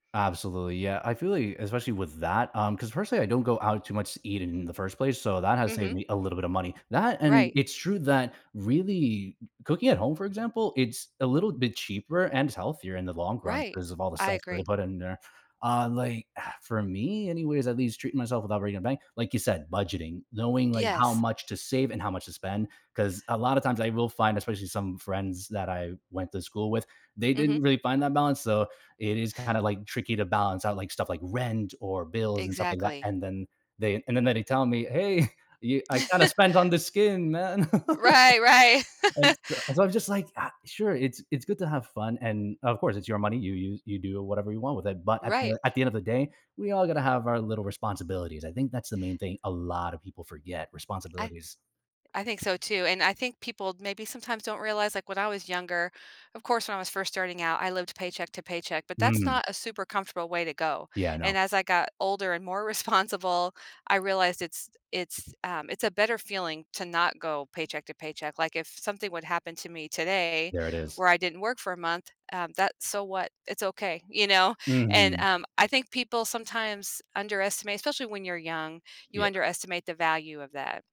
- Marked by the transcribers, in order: tapping; other background noise; chuckle; scoff; laugh; laughing while speaking: "right"; chuckle; stressed: "lot"; laughing while speaking: "responsible"
- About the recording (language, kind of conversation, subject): English, unstructured, How do you balance saving money and enjoying life?
- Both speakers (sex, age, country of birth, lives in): female, 55-59, United States, United States; male, 25-29, Colombia, United States